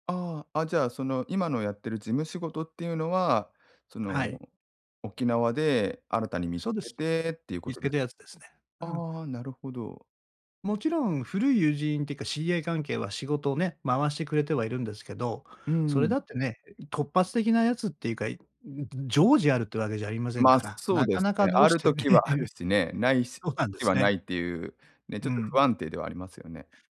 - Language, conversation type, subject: Japanese, advice, 新しい環境で孤独感を解消するにはどうすればいいですか？
- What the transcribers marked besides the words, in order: tapping; chuckle